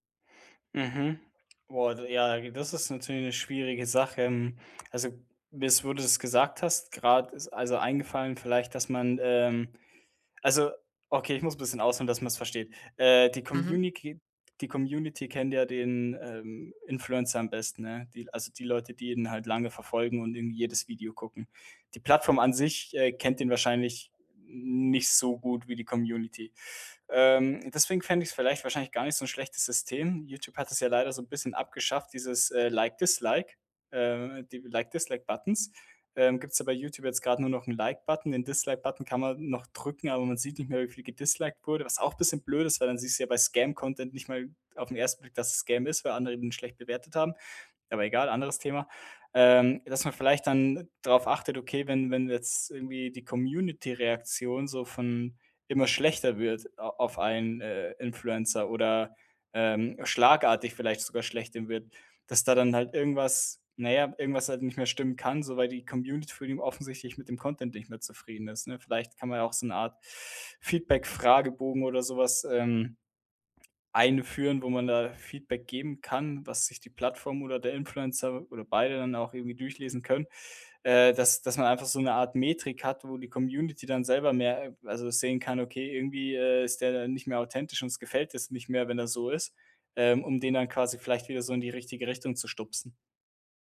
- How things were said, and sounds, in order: in English: "Scam-Content"
- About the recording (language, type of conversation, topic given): German, podcast, Was bedeutet Authentizität bei Influencern wirklich?